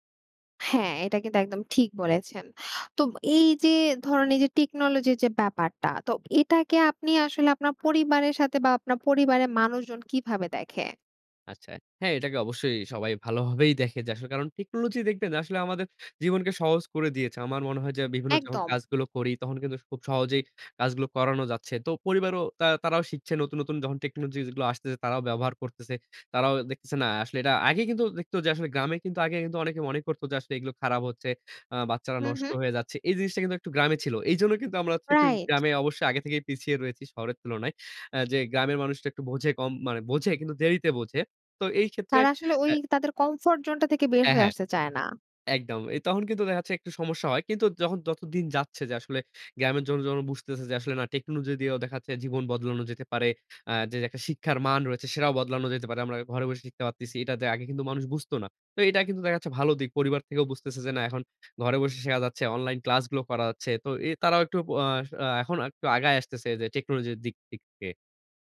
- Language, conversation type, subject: Bengali, podcast, প্রযুক্তি কীভাবে তোমার শেখার ধরন বদলে দিয়েছে?
- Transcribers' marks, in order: "সাথে" said as "সাতে"; tapping